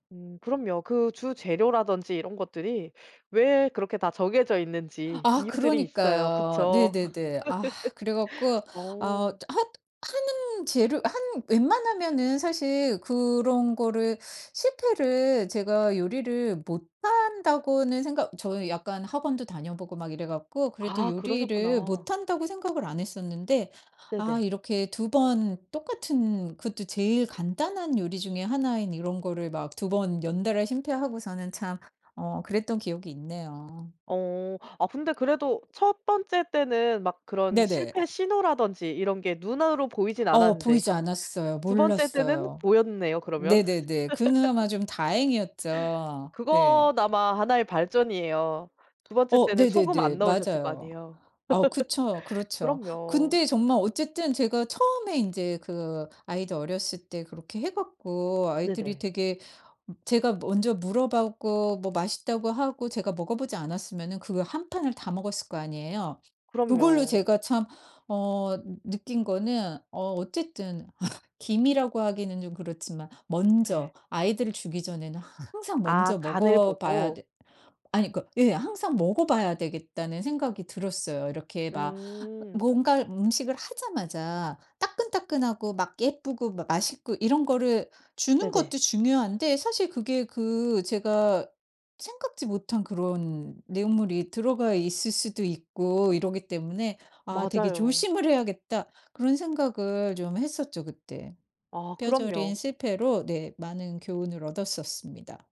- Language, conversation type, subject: Korean, podcast, 요리하다가 크게 망한 경험 하나만 들려주실래요?
- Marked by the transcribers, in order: tapping; other background noise; laugh; laugh; laugh; laugh